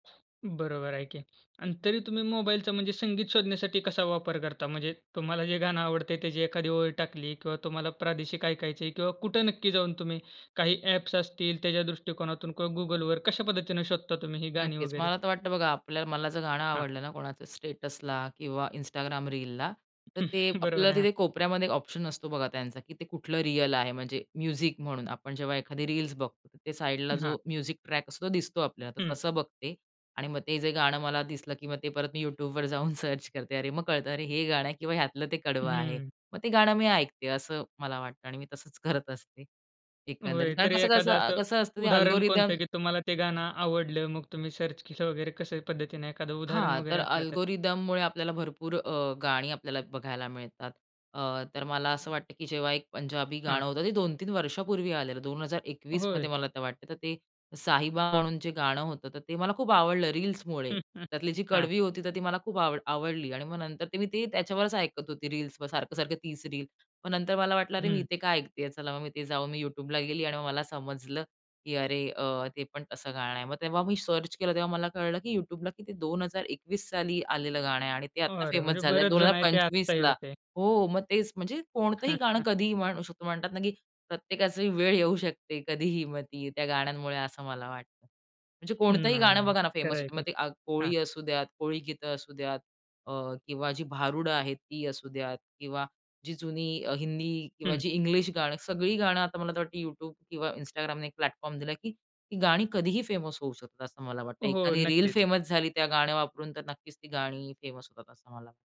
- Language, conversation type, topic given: Marathi, podcast, मोबाईलमुळे संगीत शोधण्याचा अनुभव बदलला का?
- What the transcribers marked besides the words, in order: tapping; in English: "स्टेटसला"; chuckle; in English: "ऑप्शन"; in English: "रिअल"; in English: "म्युझिक"; in English: "साइडला"; in English: "म्युझिक ट्रॅक"; laughing while speaking: "परत मी YouTubeवर जाऊन सर्च करते"; in English: "सर्च"; in English: "अल्गोरिथम"; in English: "सर्च"; in English: "अल्गोरिदममुळे"; chuckle; in English: "सर्च"; in English: "फेमस"; chuckle; in English: "प्लॅटफॉर्म"; in English: "फेमस"; in English: "फेमस"; in English: "फेमस"